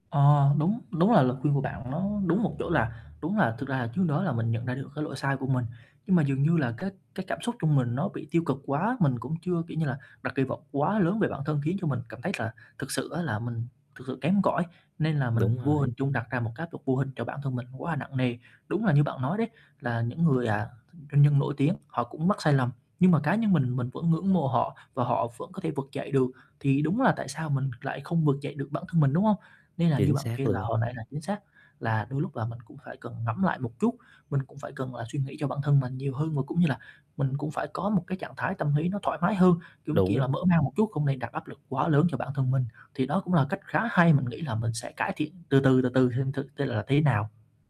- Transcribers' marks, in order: static; mechanical hum; tapping; other background noise
- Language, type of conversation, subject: Vietnamese, advice, Bạn đang cảm thấy áp lực phải luôn hiệu quả và nỗi sợ thất bại như thế nào?